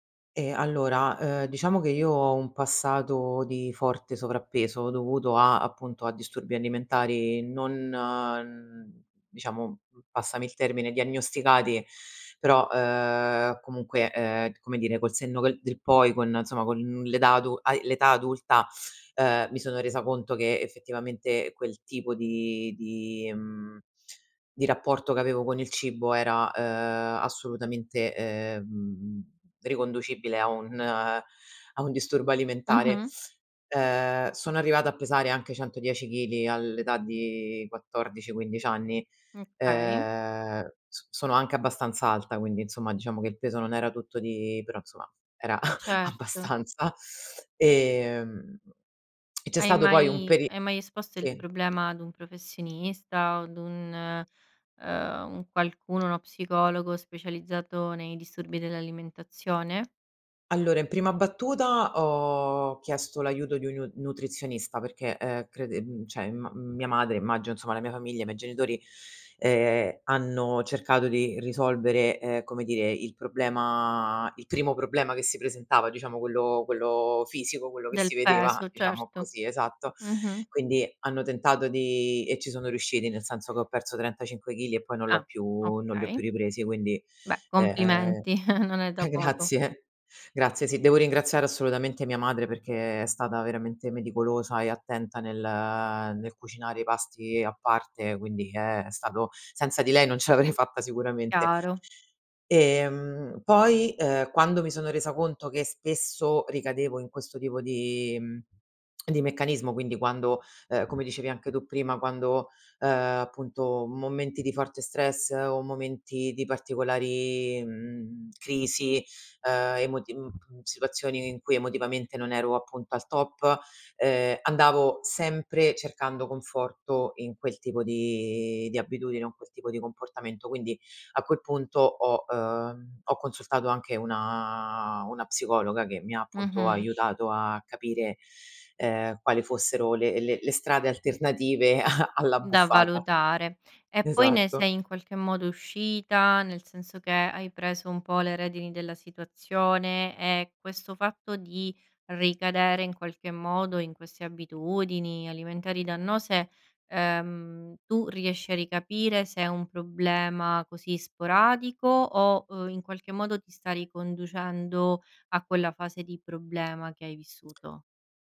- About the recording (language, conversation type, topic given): Italian, advice, Perché capitano spesso ricadute in abitudini alimentari dannose dopo periodi in cui riesci a mantenere il controllo?
- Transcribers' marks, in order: "insomma" said as "nsomma"; "l'età" said as "edà"; chuckle; laughing while speaking: "abbastanza"; "cioè" said as "ceh"; "insomma" said as "nsomma"; "miei" said as "mei"; chuckle; laughing while speaking: "eh, grazie!"; laughing while speaking: "l'avrei"; tapping; laughing while speaking: "a"; laughing while speaking: "Esatto"